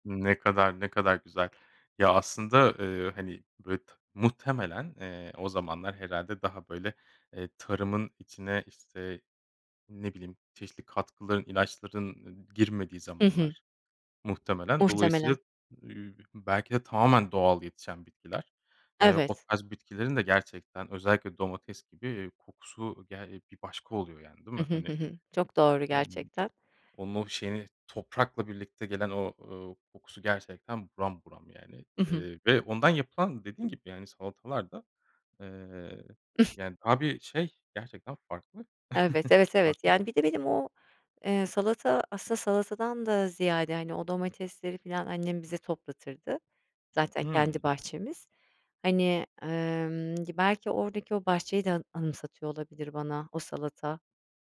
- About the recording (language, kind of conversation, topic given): Turkish, podcast, Hangi kokular seni geçmişe götürür ve bunun nedeni nedir?
- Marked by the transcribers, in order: unintelligible speech; chuckle; giggle